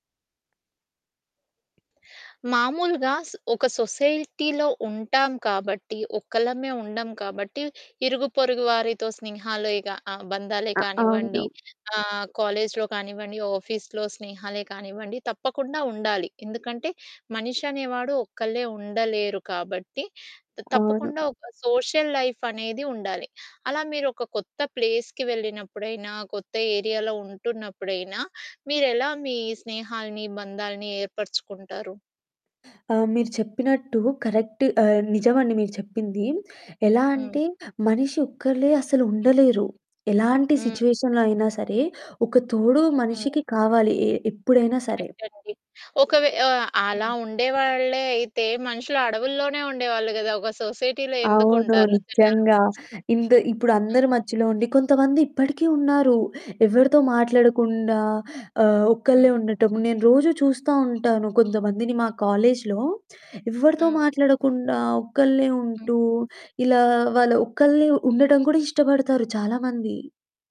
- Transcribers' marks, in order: tapping; in English: "సొసైటీలో"; static; in English: "ఆఫీస్‌లో"; in English: "సోషల్ లైఫ్"; in English: "ప్లేస్‌కి"; in English: "ఏరియాలో"; in English: "కరెక్ట్"; in English: "సిట్యుయేషన్‌లో"; in English: "కరెక్ట్"; other background noise; in English: "సొసైటీలో"
- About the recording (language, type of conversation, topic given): Telugu, podcast, కొత్త చోటికి వెళ్లినప్పుడు మీరు కొత్త పరిచయాలు ఎలా పెంచుకున్నారు?